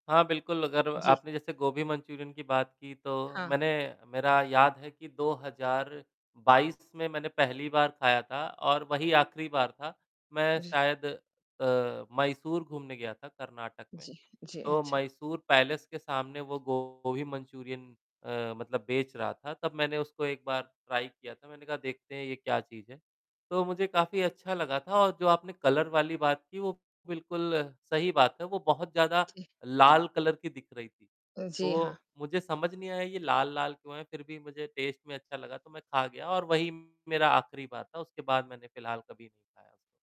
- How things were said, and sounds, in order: static; tapping; distorted speech; mechanical hum; in English: "ट्राई"; in English: "कलर"; in English: "कलर"; in English: "टेस्ट"
- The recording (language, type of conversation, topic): Hindi, unstructured, आपकी पसंदीदा फास्ट फूड डिश कौन-सी है?